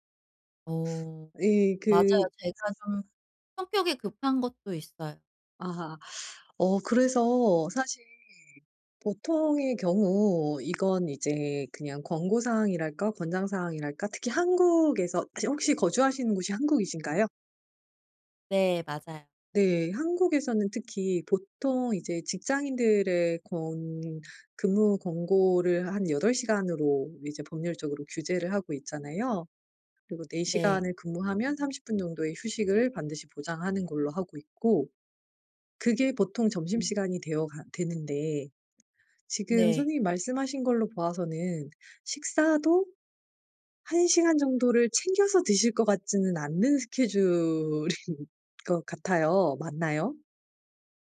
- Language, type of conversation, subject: Korean, advice, 오후에 갑자기 에너지가 떨어질 때 낮잠이 도움이 될까요?
- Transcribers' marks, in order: other background noise; tapping; laughing while speaking: "스케줄인"